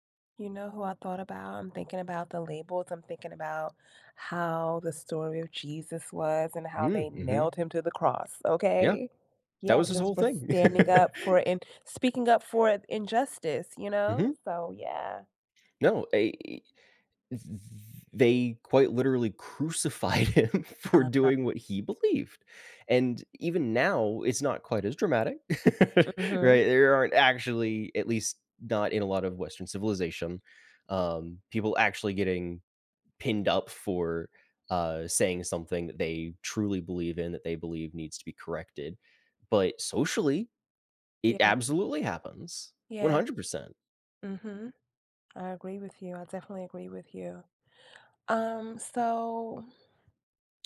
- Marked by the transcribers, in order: tapping; other background noise; laugh; laughing while speaking: "him"; laugh
- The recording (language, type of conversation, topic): English, unstructured, Why do some people stay silent when they see injustice?
- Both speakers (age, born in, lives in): 20-24, United States, United States; 45-49, United States, United States